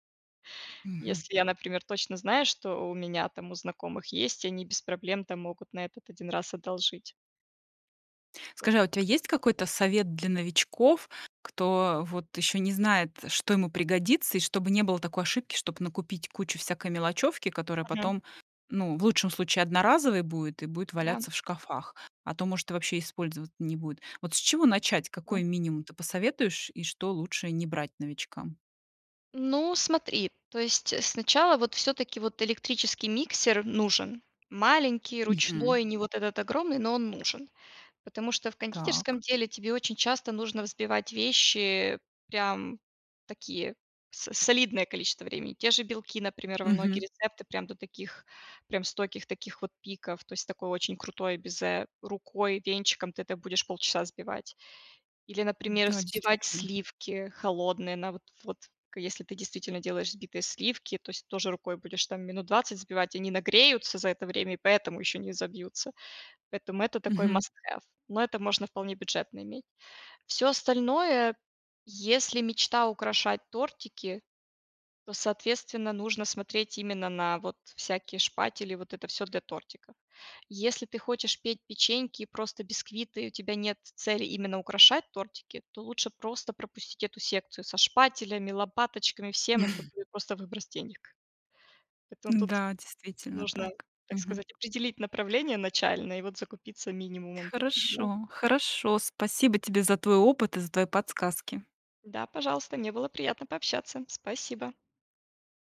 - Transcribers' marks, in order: in English: "маст хэв"; chuckle; tapping
- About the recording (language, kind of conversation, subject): Russian, podcast, Как бюджетно снова начать заниматься забытым увлечением?